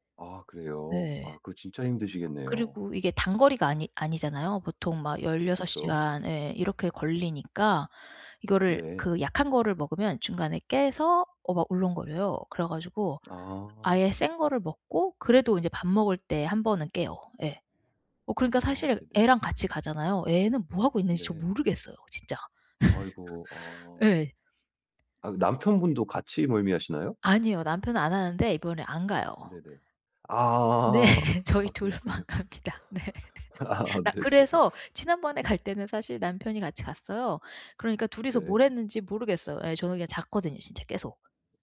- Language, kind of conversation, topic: Korean, advice, 여행 중에 에너지와 동기를 어떻게 잘 유지할 수 있을까요?
- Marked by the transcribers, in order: other background noise; laugh; laughing while speaking: "네. 저희 둘만 갑니다. 네"; laugh; laughing while speaking: "아. 네네네"